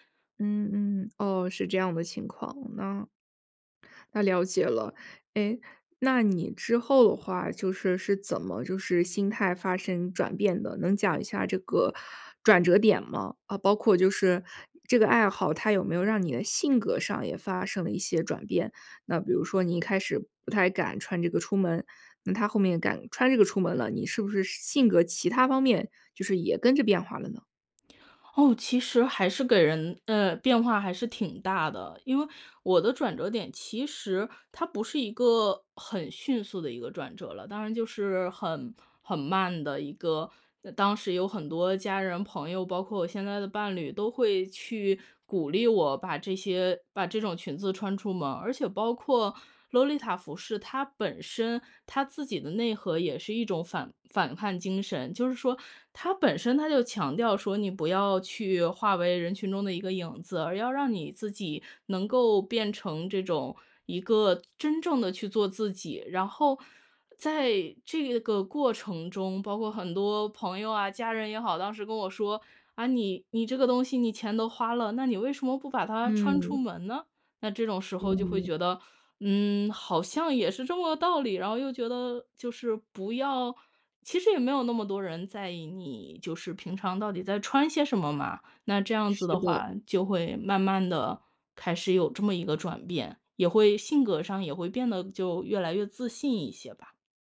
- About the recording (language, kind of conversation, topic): Chinese, podcast, 你是怎么开始这个爱好的？
- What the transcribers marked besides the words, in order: "洛丽塔" said as "啰丽塔"